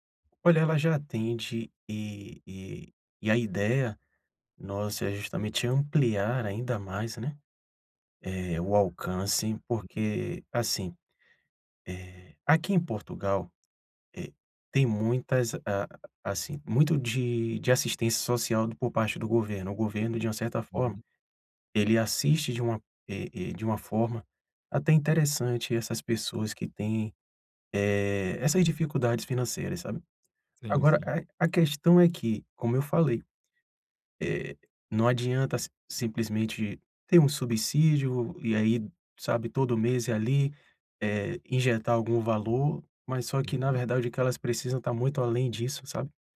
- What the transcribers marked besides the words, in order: none
- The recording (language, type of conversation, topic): Portuguese, advice, Como posso encontrar propósito ao ajudar minha comunidade por meio do voluntariado?